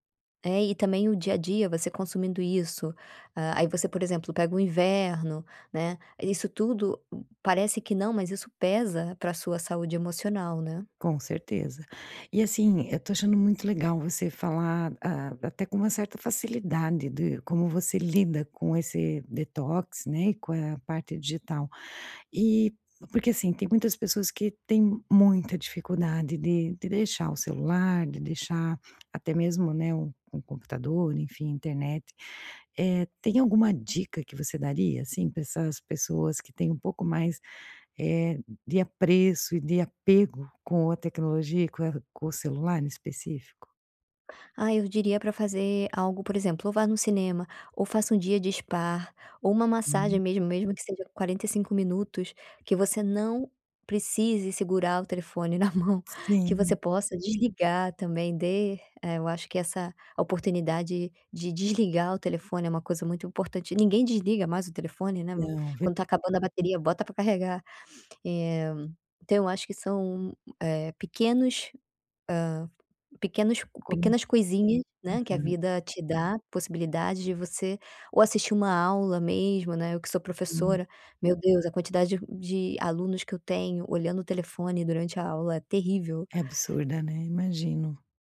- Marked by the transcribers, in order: other background noise; tapping; laughing while speaking: "na mão"
- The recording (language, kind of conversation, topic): Portuguese, podcast, Como você faz detox digital quando precisa descansar?